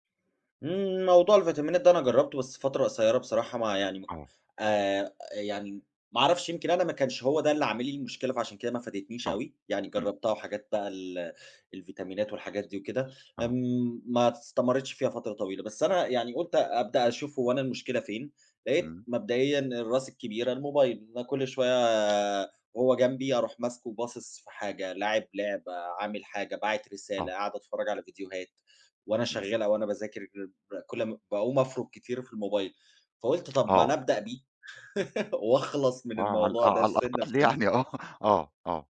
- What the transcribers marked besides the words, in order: laugh; laughing while speaking: "يعني"; chuckle
- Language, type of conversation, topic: Arabic, podcast, إيه العادات الصغيرة اللي حسّنت تركيزك مع الوقت؟